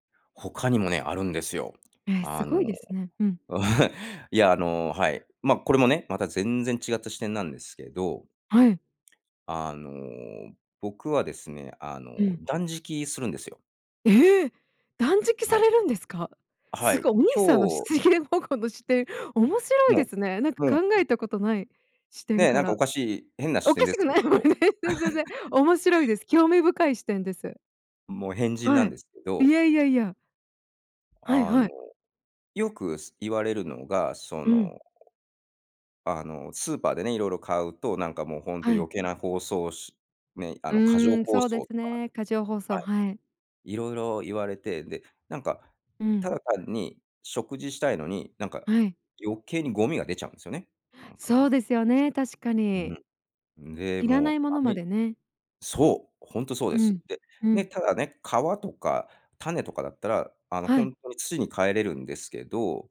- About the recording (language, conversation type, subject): Japanese, podcast, 日常生活の中で自分にできる自然保護にはどんなことがありますか？
- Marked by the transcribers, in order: chuckle; laughing while speaking: "しつげん保護の視点"; laughing while speaking: "おかしくない、全然"; laugh; other noise